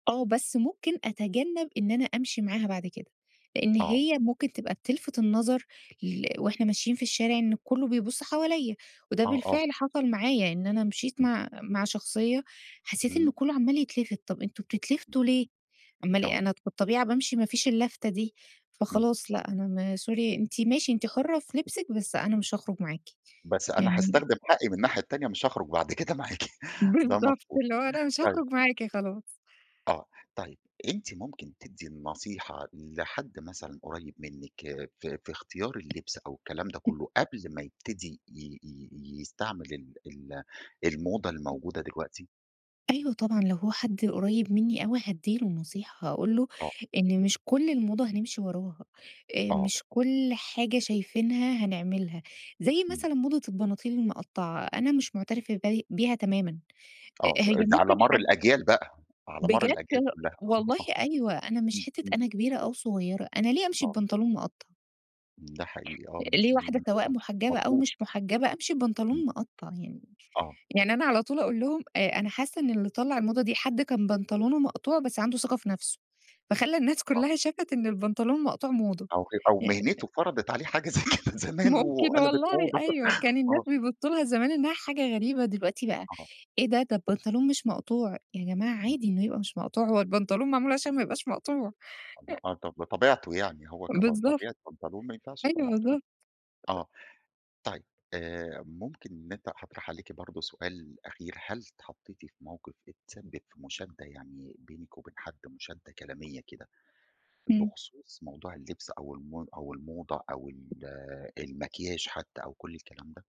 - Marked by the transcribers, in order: in English: "sorry"; laughing while speaking: "بالضبط، اللي هو أنا مش هاخرج معاكِ خلاص"; chuckle; tapping; unintelligible speech; other background noise; laughing while speaking: "آه"; laughing while speaking: "زي كده زمان وقلَبت موضة"; laughing while speaking: "ممكن والله أيوه"; in English: "المكياج"
- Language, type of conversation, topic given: Arabic, podcast, إزاي بتتعامل/بتتعاملي مع آراء الناس على لبسك؟